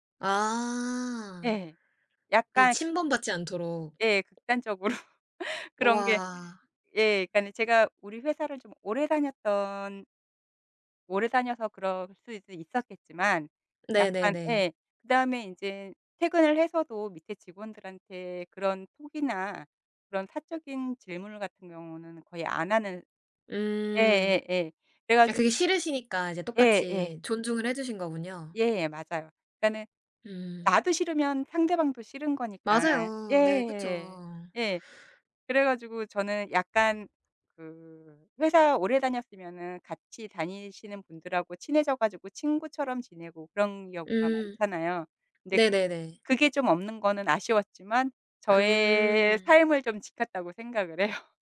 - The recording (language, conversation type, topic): Korean, podcast, 일과 삶의 균형을 어떻게 지키고 계신가요?
- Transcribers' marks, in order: tapping; laughing while speaking: "극단적으로"; other background noise; laughing while speaking: "해요"